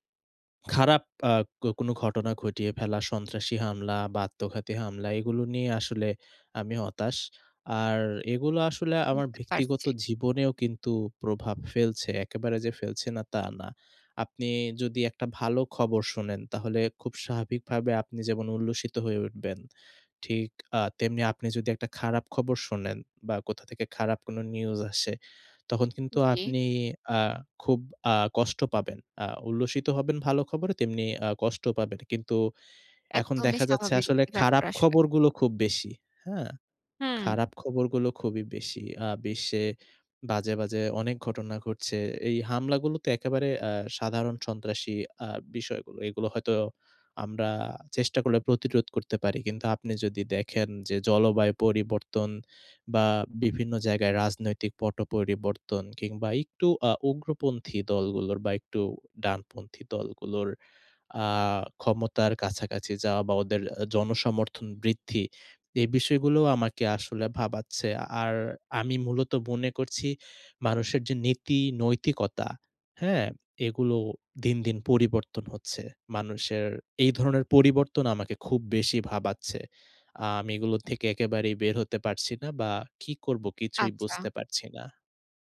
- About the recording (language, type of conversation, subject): Bengali, advice, বৈশ্বিক সংকট বা রাজনৈতিক পরিবর্তনে ভবিষ্যৎ নিয়ে আপনার উদ্বেগ কী?
- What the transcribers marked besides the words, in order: wind; tapping; horn